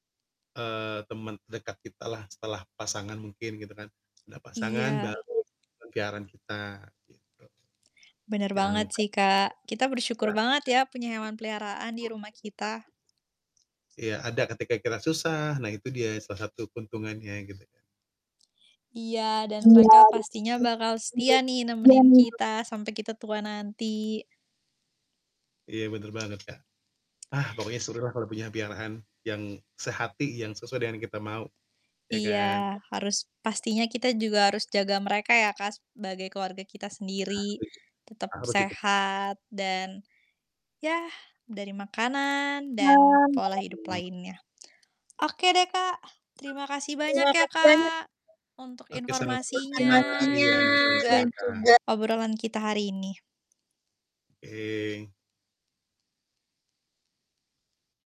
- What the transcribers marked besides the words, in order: distorted speech; background speech; other background noise; unintelligible speech; static
- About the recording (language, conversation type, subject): Indonesian, unstructured, Apa hal yang paling menyenangkan dari memelihara hewan?